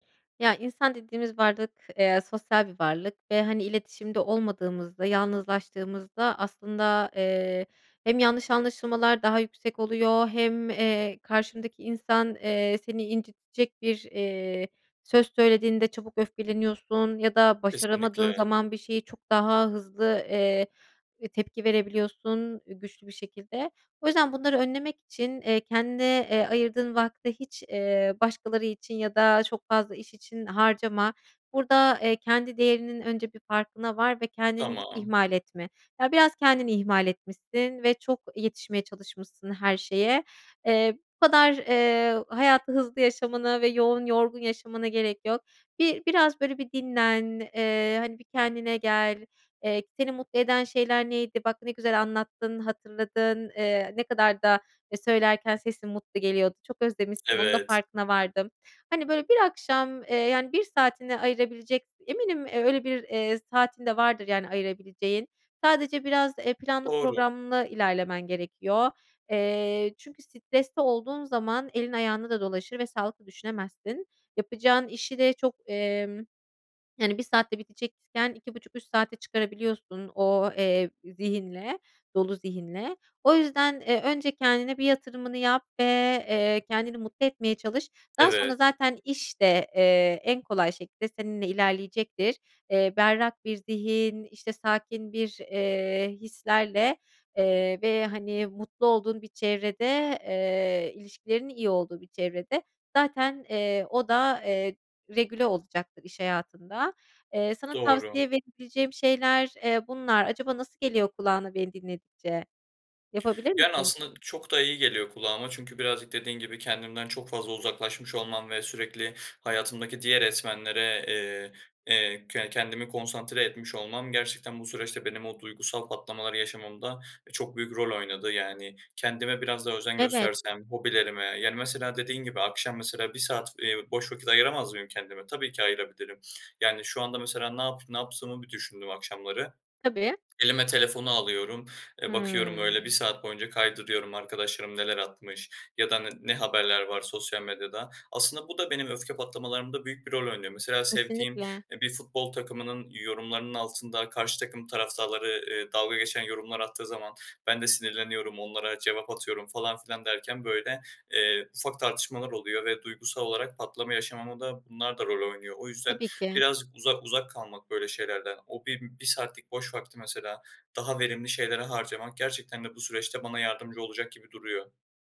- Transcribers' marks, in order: other background noise
- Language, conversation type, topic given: Turkish, advice, Öfke patlamalarınız ilişkilerinizi nasıl zedeliyor?